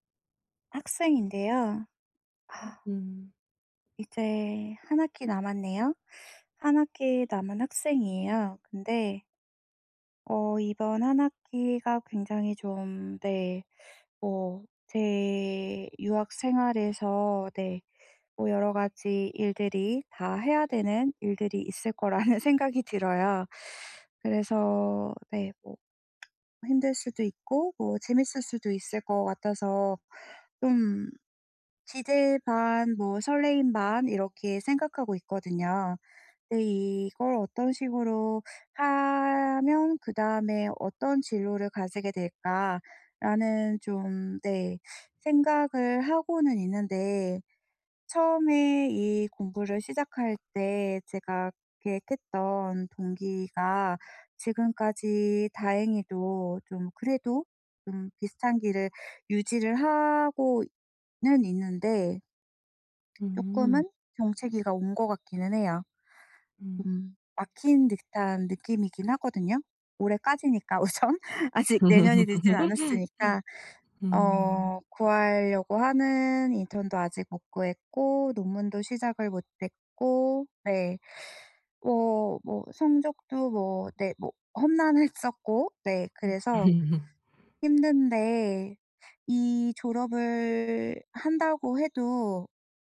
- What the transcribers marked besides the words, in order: laughing while speaking: "거라는"; tapping; other background noise; laugh; laughing while speaking: "우선 아직"; laughing while speaking: "험난했었고"; laugh
- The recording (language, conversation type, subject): Korean, advice, 정체기를 어떻게 극복하고 동기를 꾸준히 유지할 수 있을까요?